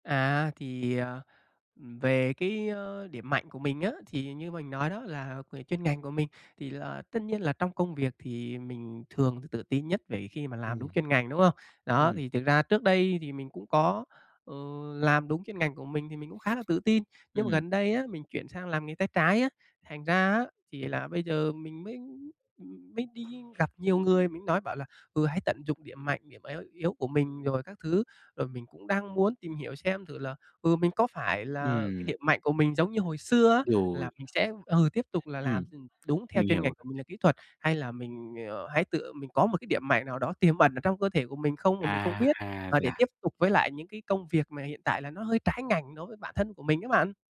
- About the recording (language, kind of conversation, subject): Vietnamese, advice, Làm thế nào để tôi nhận diện, chấp nhận và tự tin phát huy điểm mạnh cá nhân của mình?
- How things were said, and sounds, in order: other background noise; tapping